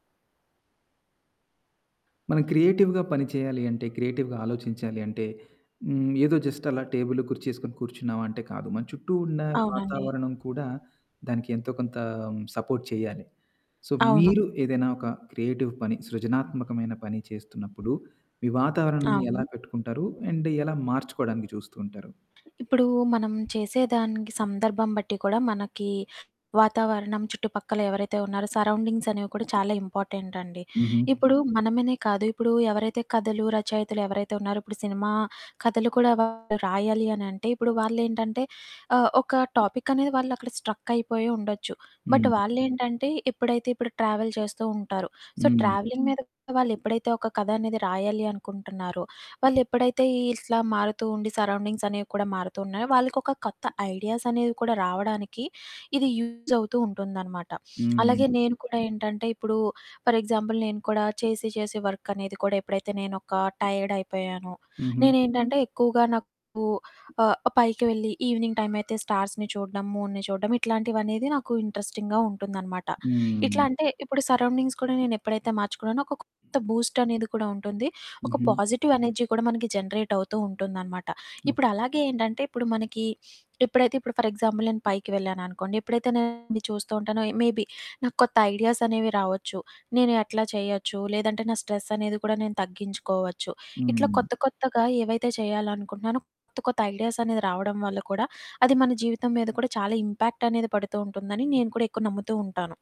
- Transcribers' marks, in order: in English: "క్రియేటివ్‌గా"; in English: "క్రియేటివ్‌గా"; in English: "జస్ట్"; static; in English: "సపోర్ట్"; in English: "సో"; in English: "క్రియేటివ్"; other background noise; tapping; in English: "అండ్"; in English: "సరౌండింగ్స్"; distorted speech; in English: "స్ట్రక్"; in English: "బట్"; in English: "ట్రావెల్"; in English: "సో ట్రావెలింగ్"; in English: "సరౌండింగ్స్"; in English: "ఐడియాస్"; in English: "యూజ్"; in English: "ఫర్ ఎగ్జాంపుల్"; in English: "వర్క్"; in English: "టైర్డ్"; in English: "ఈవినింగ్ టైమ్"; in English: "స్టార్స్‌ని"; in English: "మూన్‌ని"; in English: "ఇంట్రెస్టింగ్‌గా"; in English: "బూస్ట్"; in English: "పాజిటివ్ ఎనర్జీ"; in English: "జనరేట్"; in English: "ఫర్ ఎగ్జాంపుల్"; in English: "మేబీ"; in English: "ఐడియాస్"; in English: "స్ట్రెస్"; in English: "ఐడియాస్"; in English: "ఇంపాక్ట్"
- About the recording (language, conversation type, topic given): Telugu, podcast, వాతావరణాన్ని మార్చుకుంటే సృజనాత్మకత మరింత ఉత్తేజితమవుతుందా?